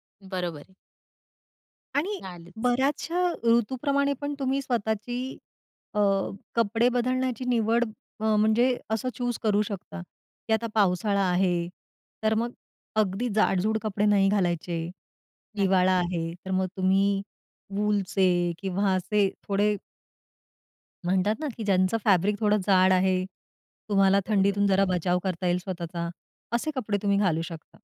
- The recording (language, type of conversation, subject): Marathi, podcast, कपडे निवडताना तुझा मूड किती महत्त्वाचा असतो?
- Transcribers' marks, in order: in English: "चूज"; other background noise; in English: "फॅब्रिक"